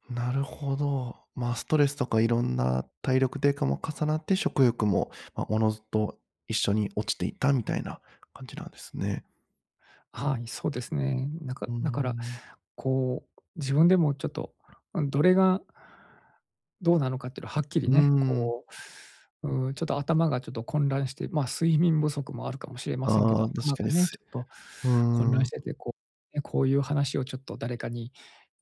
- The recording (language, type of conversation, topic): Japanese, advice, 年齢による体力低下にどう向き合うか悩んでいる
- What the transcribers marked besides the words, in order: none